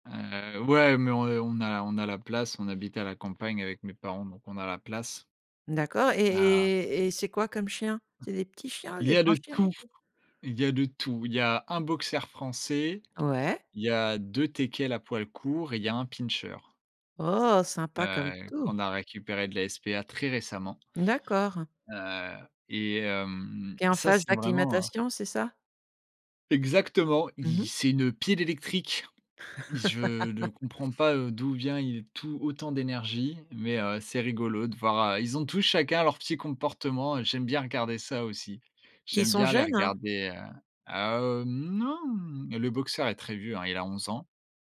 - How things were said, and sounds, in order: other background noise; tapping; stressed: "tout"; stressed: "Oh"; laugh; stressed: "non"
- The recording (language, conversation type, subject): French, podcast, Quel petit plaisir quotidien te met toujours de bonne humeur ?